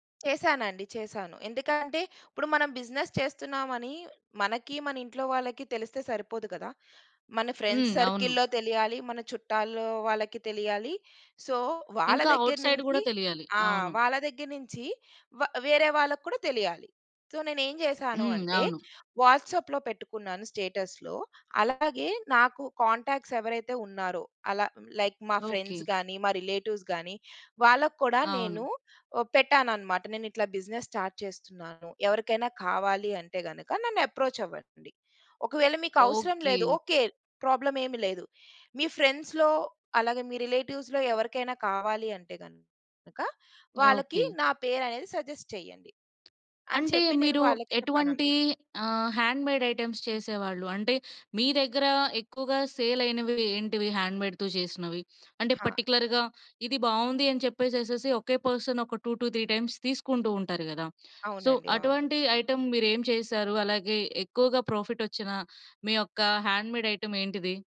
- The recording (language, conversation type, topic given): Telugu, podcast, మీ పనిని మీ కుటుంబం ఎలా స్వీకరించింది?
- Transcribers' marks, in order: other background noise; in English: "ఫ్రెండ్స్ సర్కిల్‌లో"; in English: "సో"; in English: "ఔట్‌సైడ్"; in English: "సో"; in English: "కాంటాక్ట్స్"; in English: "లైక్"; in English: "ఫ్రెండ్స్"; in English: "రిలేటివ్స్"; in English: "బిజినెస్ స్టార్ట్"; in English: "అప్రోచ్"; in English: "ప్రాబ్లమ్"; in English: "ఫ్రెండ్స్‌లో"; in English: "రిలేటివ్స్‌లో"; in English: "సజెస్ట్"; in English: "హ్యాండ్‌మేడ్ ఐటెమ్స్"; in English: "సేల్"; in English: "హ్యాండ్‌మేడ్‌తో"; in English: "పర్టిక్యులర్‌గా"; in English: "పర్సన్"; in English: "టూ టు త్రీ టైమ్స్"; in English: "సో"; in English: "ఐటెమ్"; in English: "ప్రాఫిట్"; in English: "హ్యాండ్‌మేడ్ ఐటెమ్"